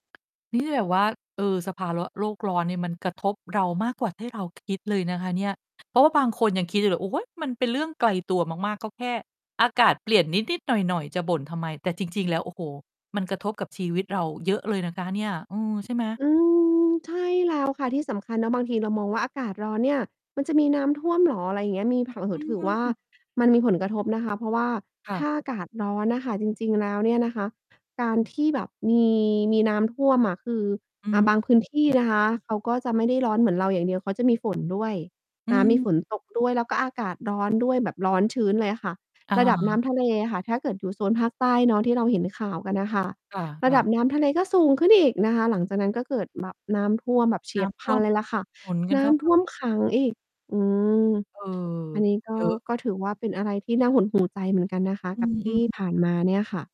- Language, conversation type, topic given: Thai, podcast, ภาวะโลกร้อนส่งผลต่อชีวิตประจำวันของคุณอย่างไรบ้าง?
- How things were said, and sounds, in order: tapping; mechanical hum; "สภาวะ" said as "สภาเลาะ"; distorted speech; static